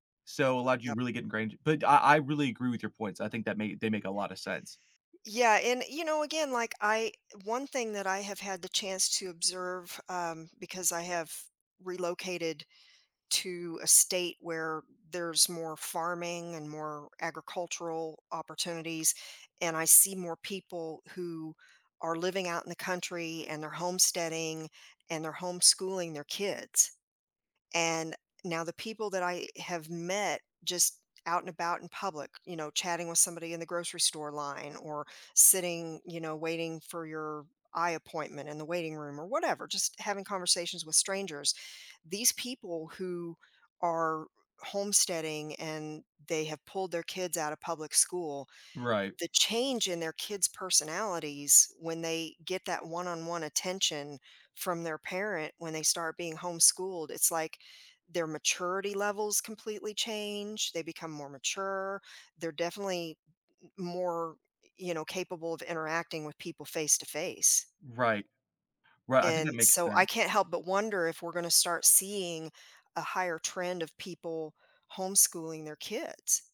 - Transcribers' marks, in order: other background noise
- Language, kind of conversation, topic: English, unstructured, How has social media changed the way we build and maintain friendships?